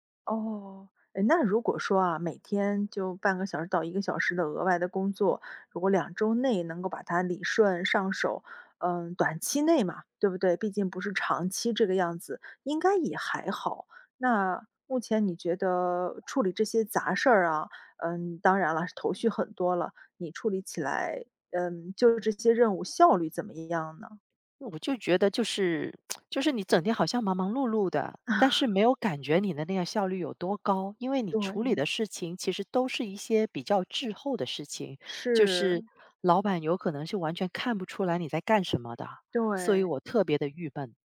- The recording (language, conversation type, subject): Chinese, advice, 同时处理太多任务导致效率低下时，我该如何更好地安排和完成这些任务？
- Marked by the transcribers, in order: tsk; chuckle; tapping